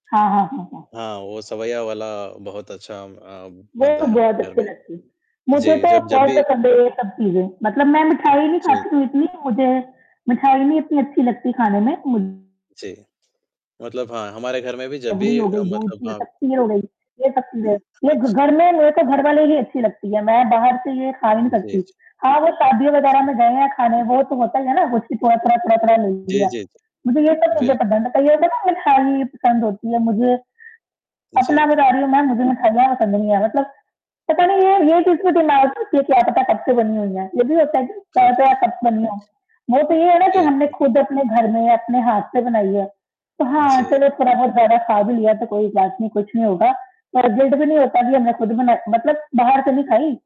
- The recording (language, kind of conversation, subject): Hindi, unstructured, आपका सबसे पसंदीदा खाना कौन सा है?
- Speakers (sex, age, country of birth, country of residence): female, 25-29, India, India; male, 20-24, India, India
- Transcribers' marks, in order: static; distorted speech; tapping; unintelligible speech; unintelligible speech; unintelligible speech; other noise; in English: "गिल्ट"